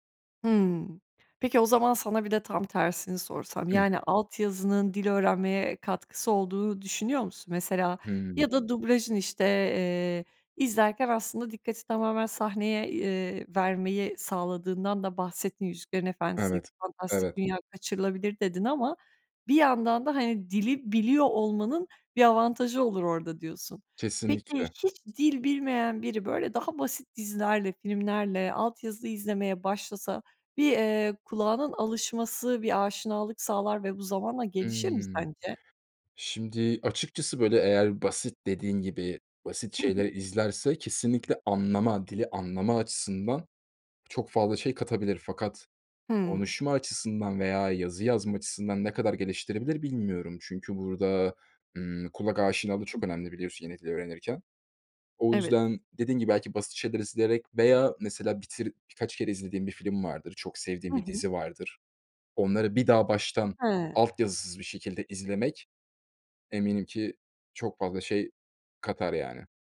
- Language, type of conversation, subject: Turkish, podcast, Dublajı mı yoksa altyazıyı mı tercih edersin, neden?
- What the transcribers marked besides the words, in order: tapping; other background noise